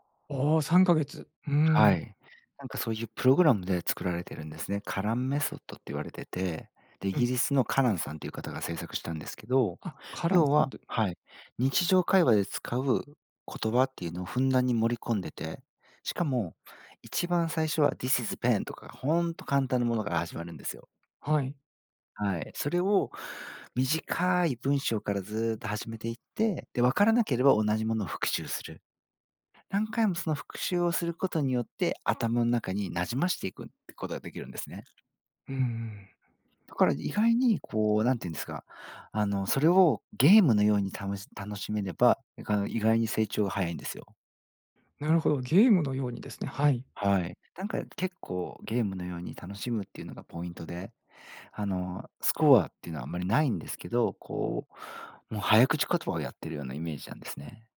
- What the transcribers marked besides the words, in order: in English: "カランメソッド"; in English: "this is pen"
- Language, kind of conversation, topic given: Japanese, podcast, 自分に合う勉強法はどうやって見つけましたか？